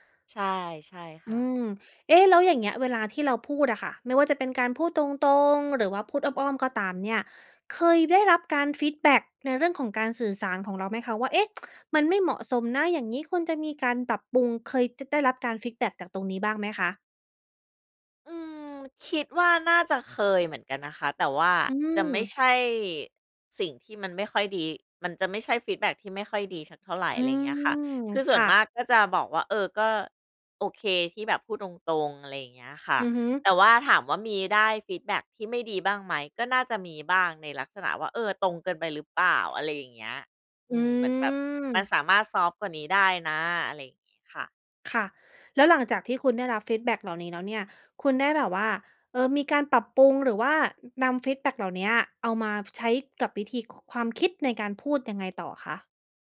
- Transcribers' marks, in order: tsk; drawn out: "อืม"; drawn out: "อืม"; tapping
- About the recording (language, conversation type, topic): Thai, podcast, เวลาถูกให้ข้อสังเกต คุณชอบให้คนพูดตรงๆ หรือพูดอ้อมๆ มากกว่ากัน?